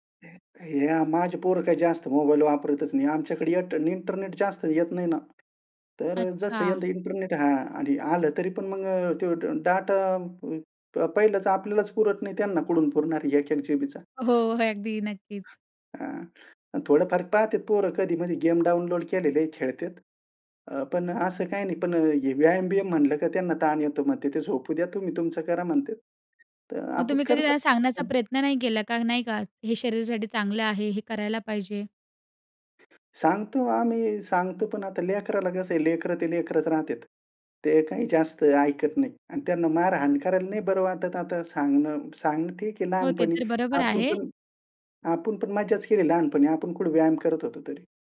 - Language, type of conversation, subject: Marathi, podcast, कुटुंबात निरोगी सवयी कशा रुजवता?
- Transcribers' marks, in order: laughing while speaking: "हे"; other background noise